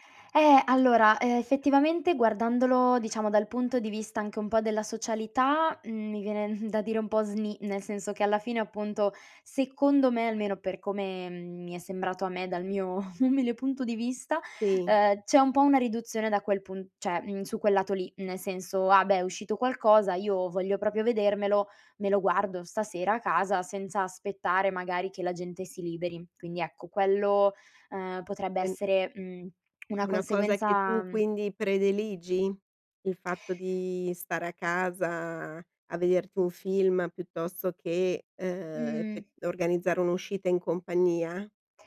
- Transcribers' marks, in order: chuckle; chuckle; "cioè" said as "ceh"; tapping; "prediligi" said as "predeligi"
- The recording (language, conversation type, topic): Italian, podcast, Che effetto ha lo streaming sul modo in cui consumiamo l’intrattenimento?